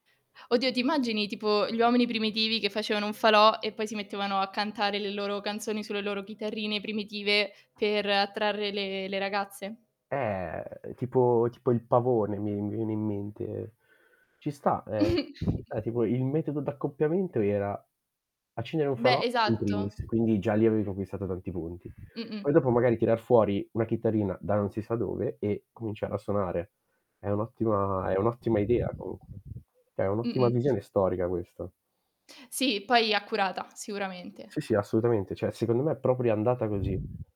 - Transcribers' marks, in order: static; tapping; distorted speech; chuckle; other background noise; "Cioè" said as "Ceh"; "Cioè" said as "ceh"; "proprio" said as "propio"
- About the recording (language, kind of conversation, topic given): Italian, unstructured, In che modo la scoperta del fuoco ha influenzato la vita umana?
- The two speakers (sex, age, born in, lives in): female, 20-24, Italy, Italy; male, 20-24, Italy, Italy